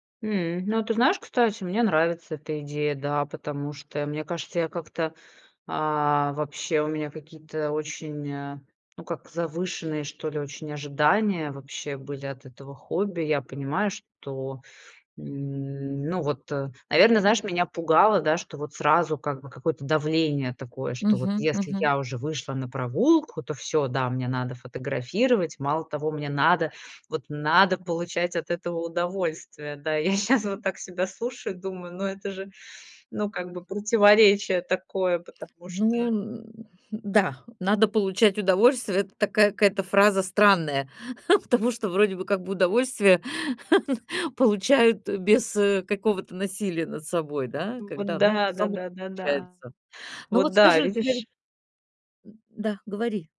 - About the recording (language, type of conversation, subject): Russian, advice, Как справиться с утратой интереса к любимым хобби и к жизни после выгорания?
- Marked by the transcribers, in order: stressed: "надо"; laughing while speaking: "щас"; chuckle; chuckle; other background noise